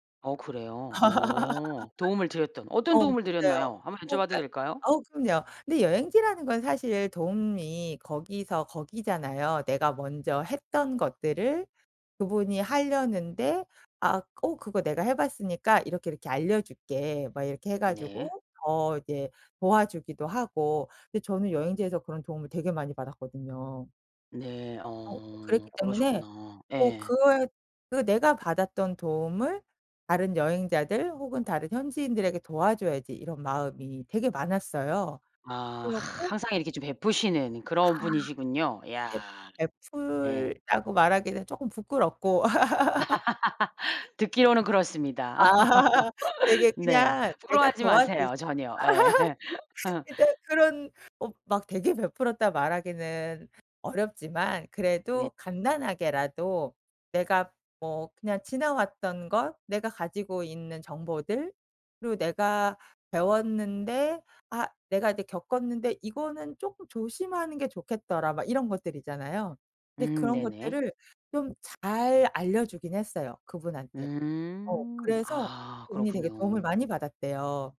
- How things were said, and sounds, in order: laugh; laugh; laugh; laughing while speaking: "아"; laugh; laugh; laughing while speaking: "예"; laugh
- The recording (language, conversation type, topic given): Korean, podcast, 우연한 만남으로 얻게 된 기회에 대해 이야기해줄래?